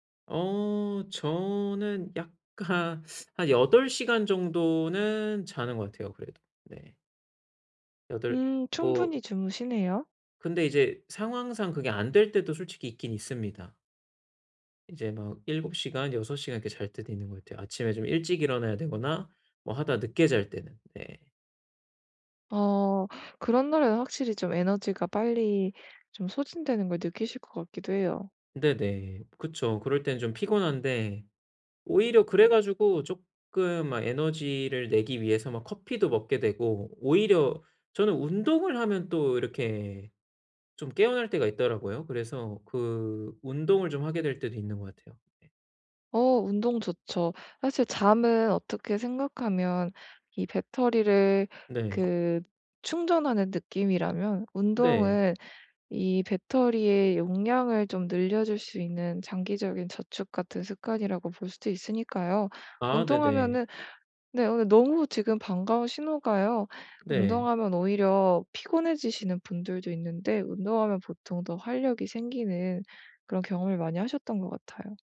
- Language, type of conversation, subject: Korean, advice, 하루 동안 에너지를 더 잘 관리하려면 어떻게 해야 하나요?
- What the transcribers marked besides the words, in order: none